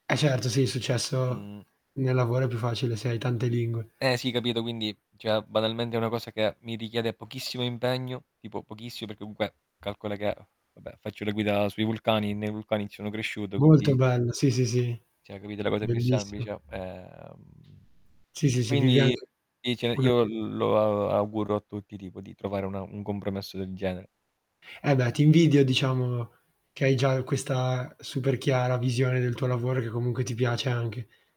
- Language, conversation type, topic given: Italian, unstructured, Come immagini la tua carriera ideale?
- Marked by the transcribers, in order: distorted speech; tapping; "cioè" said as "ceh"; "semplice" said as "sembice"; drawn out: "ehm"; drawn out: "lo"; "auguro" said as "augurro"